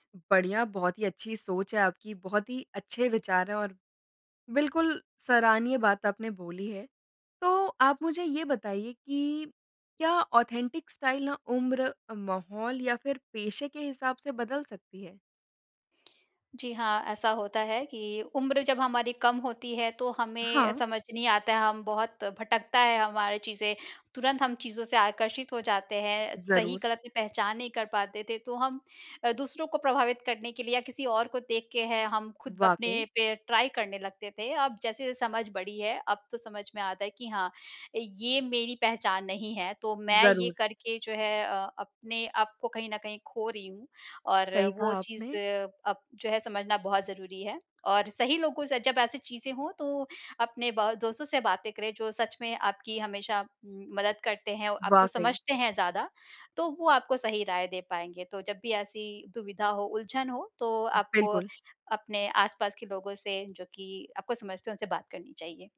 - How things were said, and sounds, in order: in English: "ऑथेंटिक स्टाइल"; tapping; other background noise; in English: "ट्राई"
- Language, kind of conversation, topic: Hindi, podcast, आपके लिए ‘असली’ शैली का क्या अर्थ है?